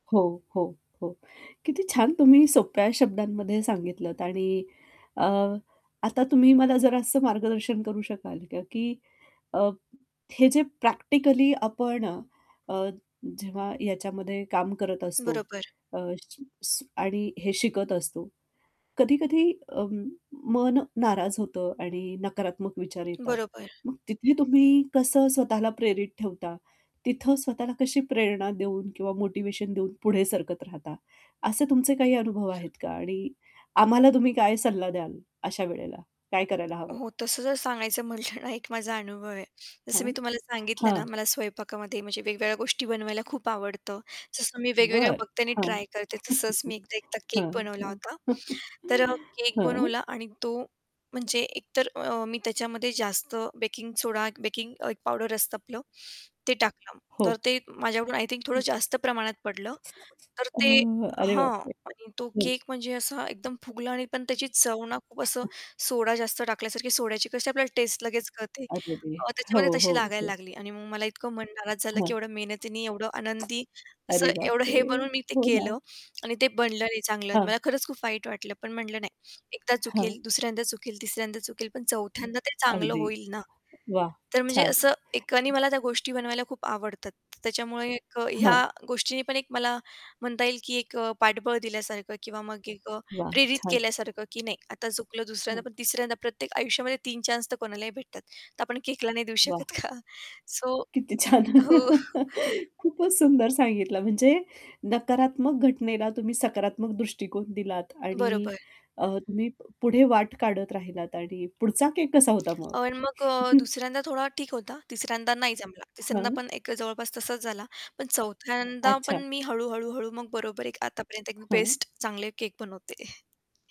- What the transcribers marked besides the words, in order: static; distorted speech; laughing while speaking: "म्हटलं ना"; tapping; chuckle; chuckle; other background noise; chuckle; tsk; laughing while speaking: "केकला नाही देऊ शकत का? सो हो"; laughing while speaking: "छान!"; laugh; chuckle; chuckle
- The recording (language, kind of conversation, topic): Marathi, podcast, नवीन काही शिकताना तुला प्रेरणा कुठून मिळते?